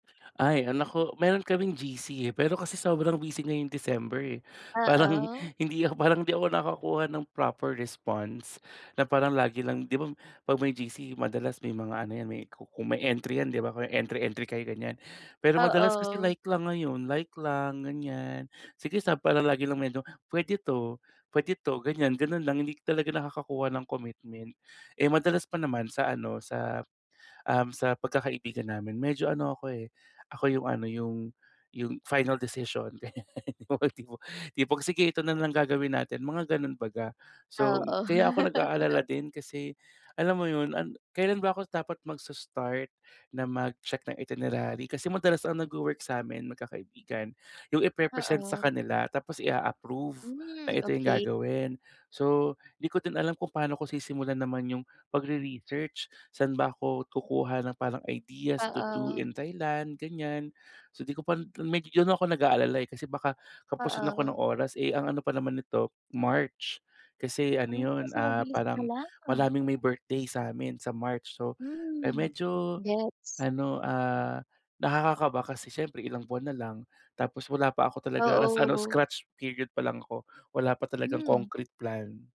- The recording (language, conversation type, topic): Filipino, advice, Paano ko mababawasan ang pag-aalala ko kapag nagbibiyahe?
- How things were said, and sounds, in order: laugh; laugh